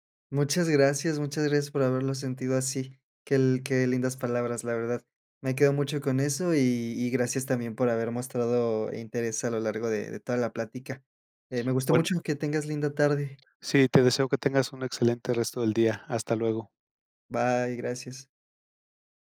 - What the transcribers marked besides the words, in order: none
- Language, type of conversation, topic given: Spanish, podcast, ¿Cómo empezarías a conocerte mejor?